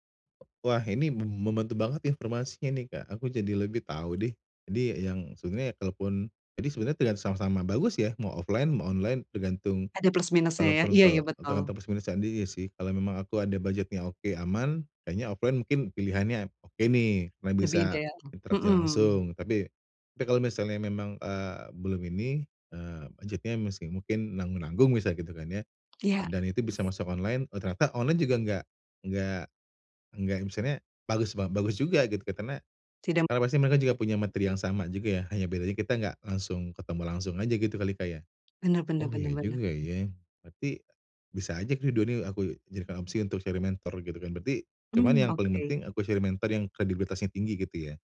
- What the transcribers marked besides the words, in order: in English: "offline"; in English: "offline"; tapping; other background noise
- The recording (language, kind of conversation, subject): Indonesian, advice, Bagaimana cara menemukan mentor yang cocok untuk pertumbuhan karier saya?